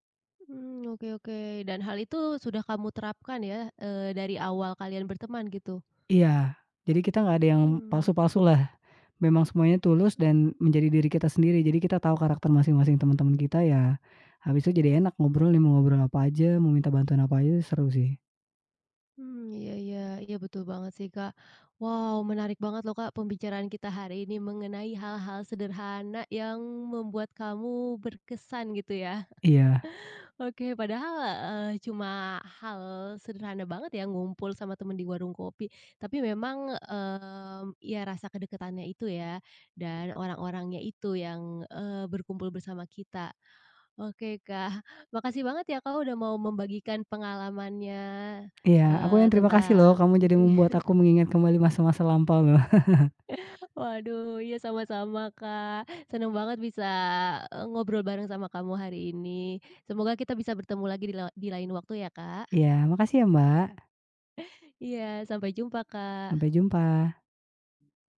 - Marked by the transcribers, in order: chuckle; chuckle; chuckle
- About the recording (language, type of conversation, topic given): Indonesian, podcast, Apa trikmu agar hal-hal sederhana terasa berkesan?